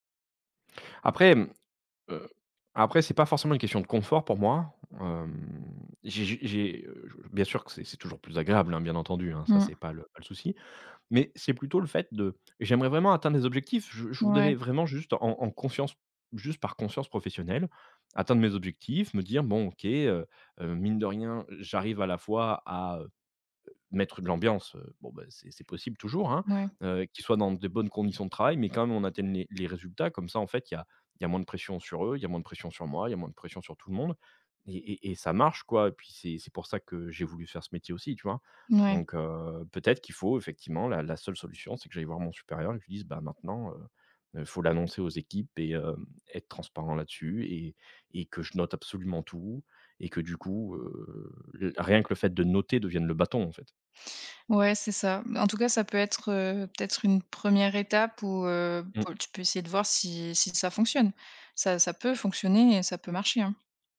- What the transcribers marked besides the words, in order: other background noise; tapping; stressed: "noter"
- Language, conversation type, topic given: French, advice, Comment puis-je me responsabiliser et rester engagé sur la durée ?